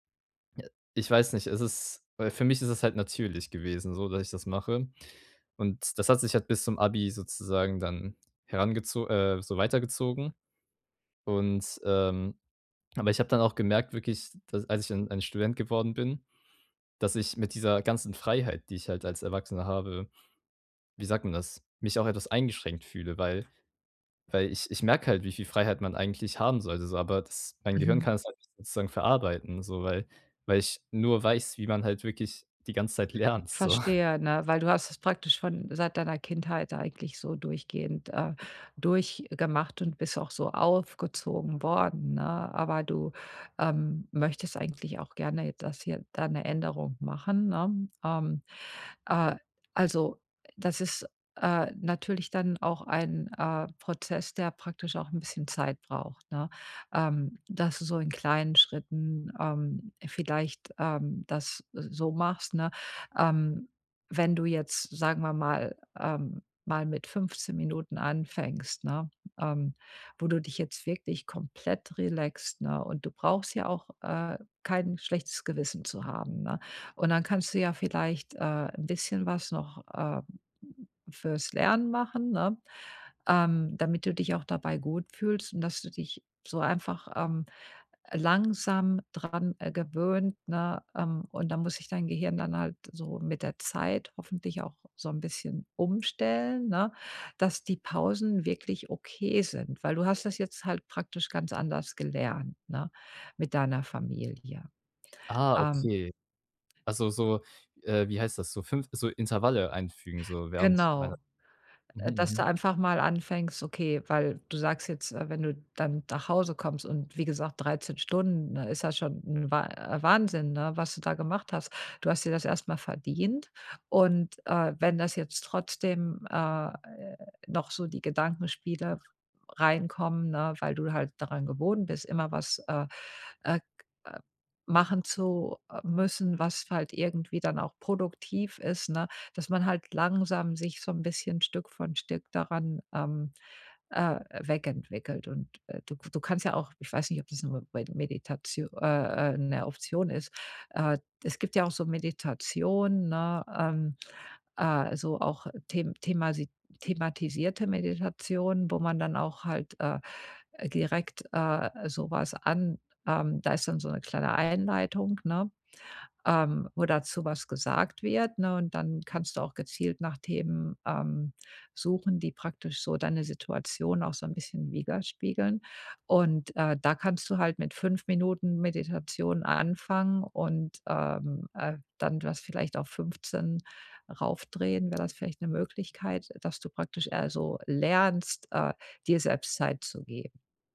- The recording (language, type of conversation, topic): German, advice, Wie kann ich zu Hause trotz Stress besser entspannen?
- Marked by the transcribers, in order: laughing while speaking: "lernt"; chuckle